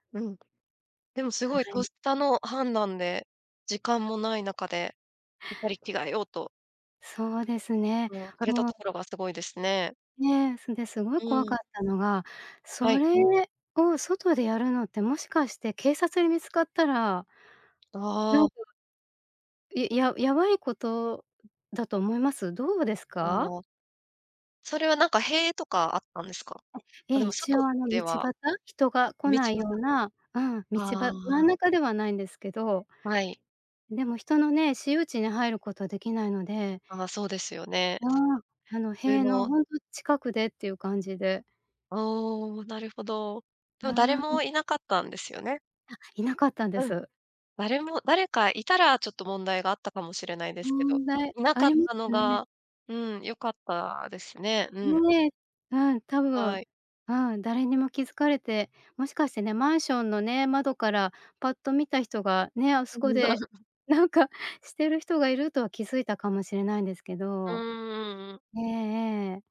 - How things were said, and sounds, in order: other background noise; other noise; laugh; tapping
- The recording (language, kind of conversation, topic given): Japanese, podcast, 服の失敗談、何かある？